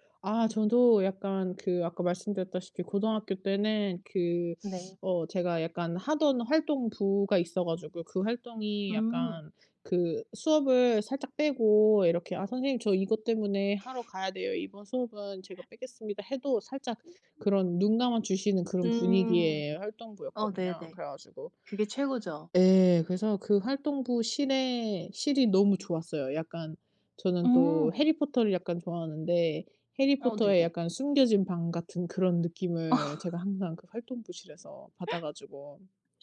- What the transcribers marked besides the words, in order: sniff; gasp; other background noise; laughing while speaking: "어"
- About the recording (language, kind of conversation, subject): Korean, unstructured, 학교에서 가장 즐거웠던 활동은 무엇이었나요?